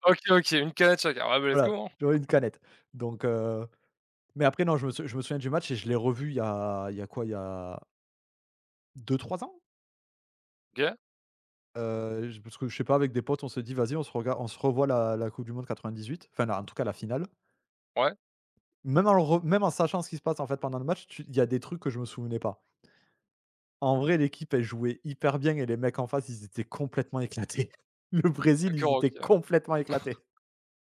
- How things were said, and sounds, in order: in English: "let's go"; chuckle; chuckle; laughing while speaking: "Le Brésil"; chuckle; tapping
- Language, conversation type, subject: French, unstructured, Quel événement historique te rappelle un grand moment de bonheur ?